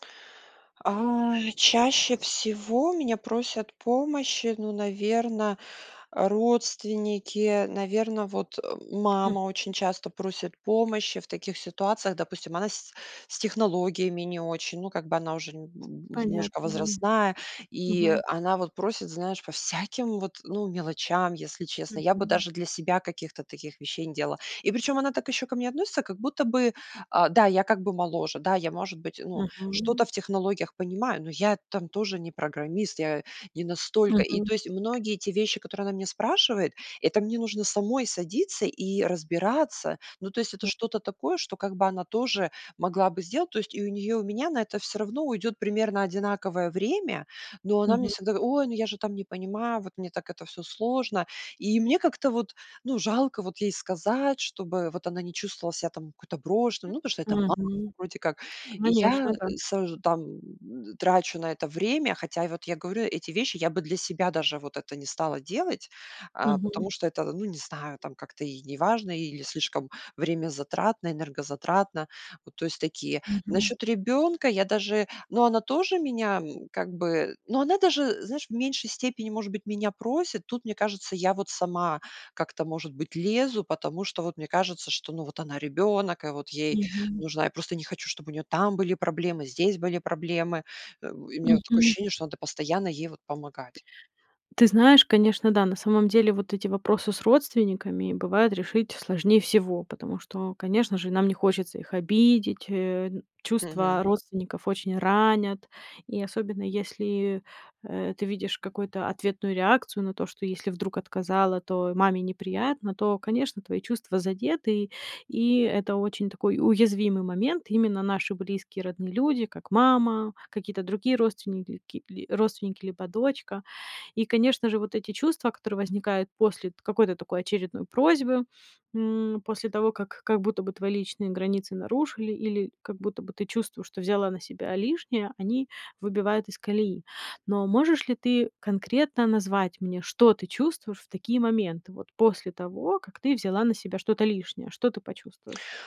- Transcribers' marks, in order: laughing while speaking: "всяким"; tapping; other noise; other background noise
- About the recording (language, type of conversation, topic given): Russian, advice, Как мне научиться устанавливать личные границы и перестать брать на себя лишнее?